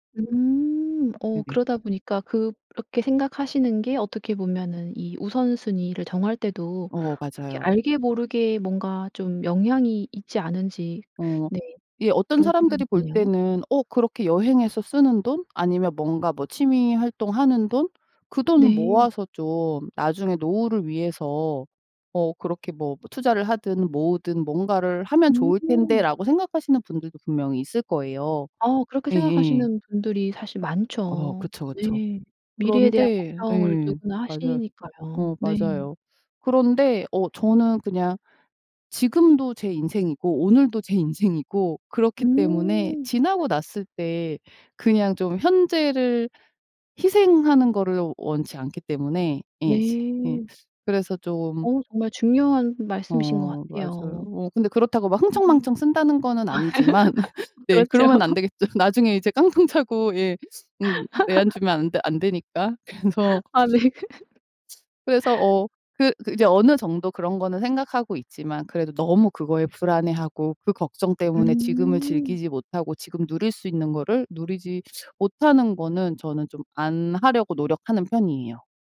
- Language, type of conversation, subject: Korean, podcast, 돈을 어디에 먼저 써야 할지 우선순위는 어떻게 정하나요?
- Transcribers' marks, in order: unintelligible speech; laugh; laugh; laughing while speaking: "그래서"; other background noise; laugh